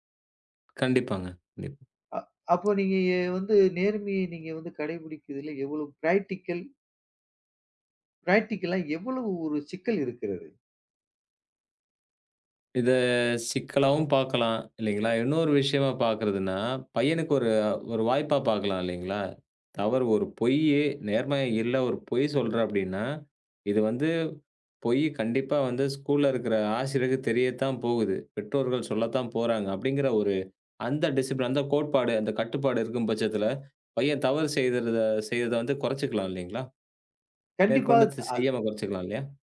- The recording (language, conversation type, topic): Tamil, podcast, நேர்மை நம்பிக்கையை உருவாக்குவதில் எவ்வளவு முக்கியம்?
- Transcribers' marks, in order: unintelligible speech; "கடைபிடிக்குறதுல" said as "கடைபுடிக்குதுல"; in English: "ப்ரேக்டிக்கல்"; in English: "ப்ரேக்டிக்கலா"; drawn out: "இத"; in English: "ஸ்கூல்ல"; in English: "டிஸிப்லின்"; "செய்யர்த" said as "செய்தருத"